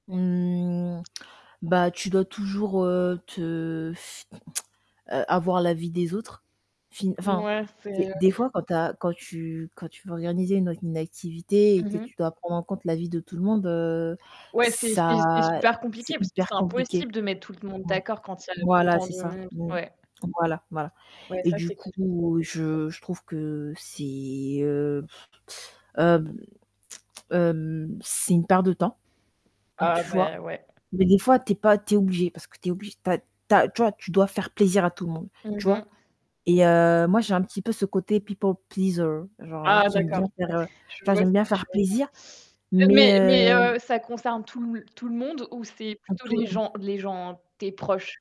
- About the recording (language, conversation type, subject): French, unstructured, Préféreriez-vous être toujours entouré de gens ou passer du temps seul ?
- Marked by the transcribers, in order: static; drawn out: "Mmh"; tsk; tapping; tsk; distorted speech; blowing; other noise; put-on voice: "people pleaser"; other background noise